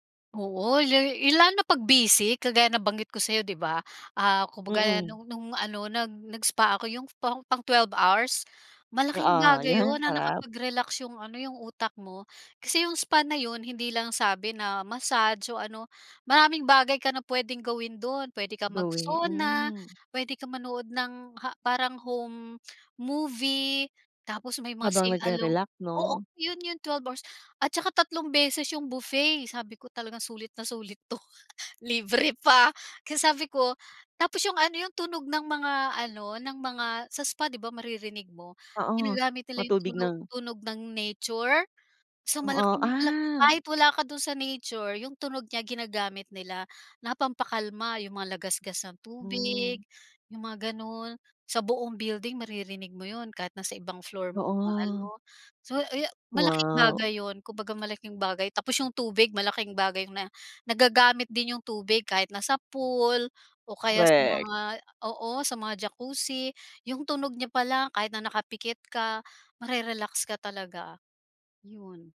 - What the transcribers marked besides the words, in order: laughing while speaking: "'to, libre pa"; other background noise
- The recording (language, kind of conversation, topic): Filipino, podcast, Ano ang pinakamahalagang aral na natutunan mo mula sa kalikasan?